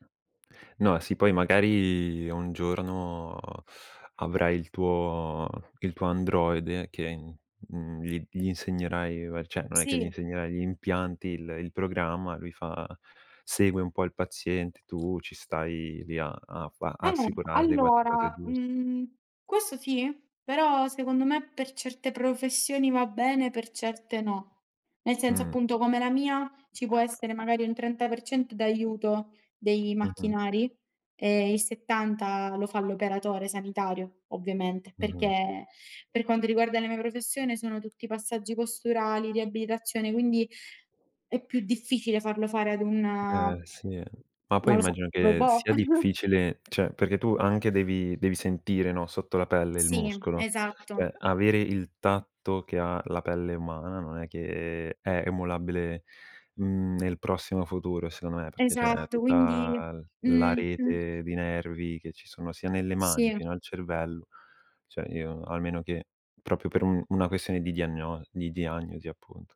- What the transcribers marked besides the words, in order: other background noise; "cioè" said as "ceh"; chuckle; "Cioè" said as "ceh"; "Cioè" said as "ceh"
- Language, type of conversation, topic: Italian, unstructured, Come immagini il futuro grazie alla scienza?